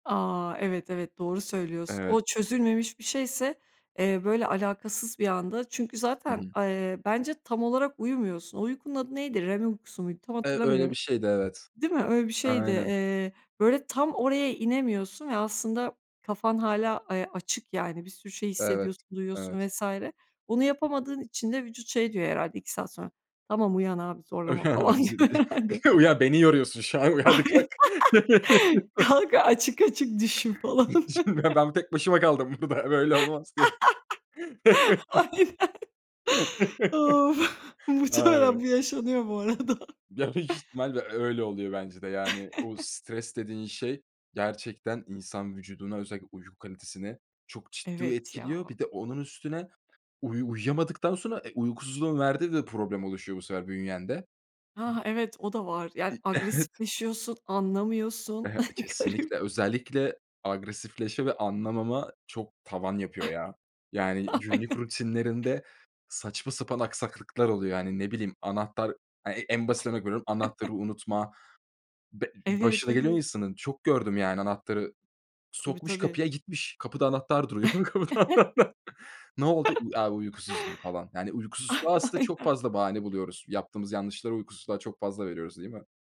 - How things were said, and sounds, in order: in English: "REM"; unintelligible speech; laughing while speaking: "an"; laughing while speaking: "diyor herhâlde"; laugh; other background noise; laughing while speaking: "Ay"; laugh; tapping; laughing while speaking: "falan"; chuckle; laugh; laughing while speaking: "Aynen"; laughing while speaking: "diye"; drawn out: "Of!"; laugh; unintelligible speech; laughing while speaking: "büyük"; laughing while speaking: "Muhtemelen"; laughing while speaking: "bu arada"; chuckle; laughing while speaking: "Evet"; chuckle; laughing while speaking: "Garip"; chuckle; laughing while speaking: "Aynen"; chuckle; laugh; chuckle; laughing while speaking: "Aynen"
- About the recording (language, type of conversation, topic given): Turkish, podcast, Gece uyanıp tekrar uyuyamadığında bununla nasıl başa çıkıyorsun?